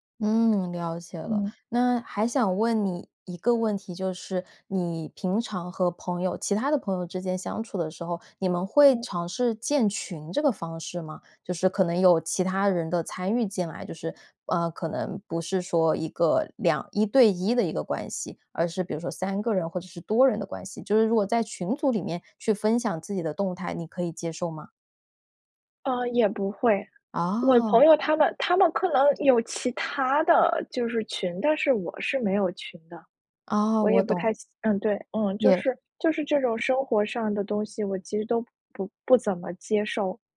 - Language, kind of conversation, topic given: Chinese, advice, 当朋友过度依赖我时，我该如何设定并坚持界限？
- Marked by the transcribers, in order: other background noise